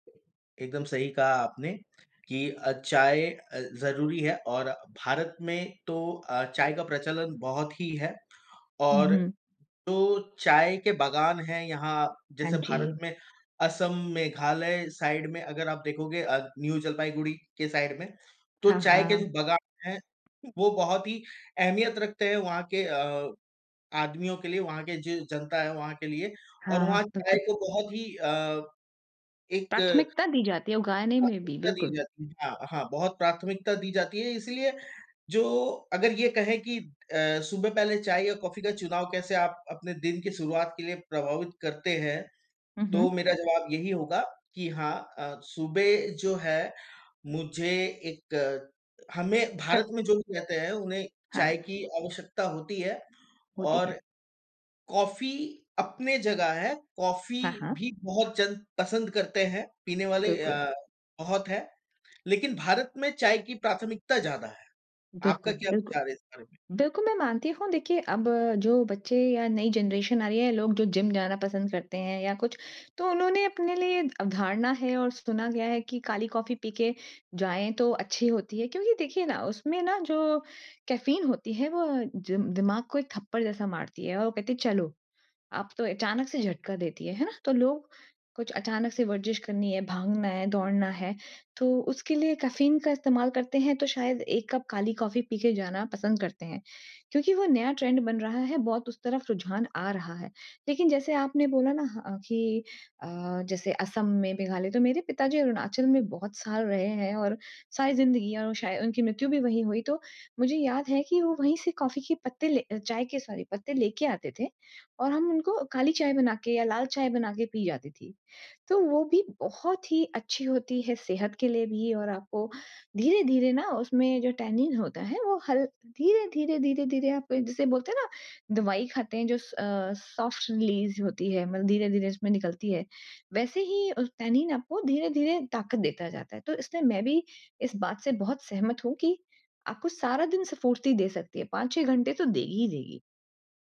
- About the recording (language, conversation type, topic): Hindi, unstructured, आप चाय या कॉफी में से क्या पसंद करते हैं, और क्यों?
- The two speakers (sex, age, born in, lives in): female, 40-44, India, Netherlands; male, 40-44, India, India
- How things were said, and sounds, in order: other background noise; in English: "साइड"; in English: "न्यू"; in English: "साइड"; in English: "जनरेशन"; in English: "ट्रेंड"; in English: "सॉफ़्ट रिलीज़"